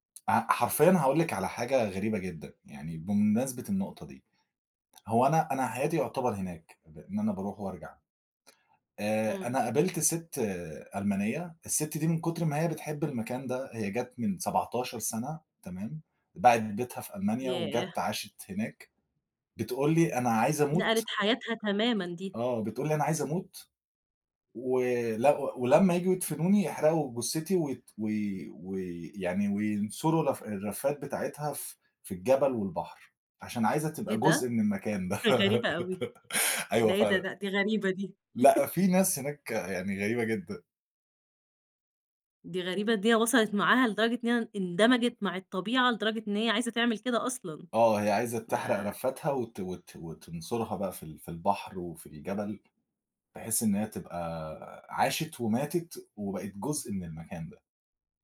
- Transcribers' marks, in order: other background noise; tapping; laughing while speaking: "غريبة أوي"; laughing while speaking: "ده. أيوه فعلًا"; laugh; laugh
- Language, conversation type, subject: Arabic, podcast, احكيلي عن رحلة غيّرت نظرتك للحياة؟
- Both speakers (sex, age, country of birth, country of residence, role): female, 20-24, Egypt, Egypt, host; male, 25-29, Egypt, Egypt, guest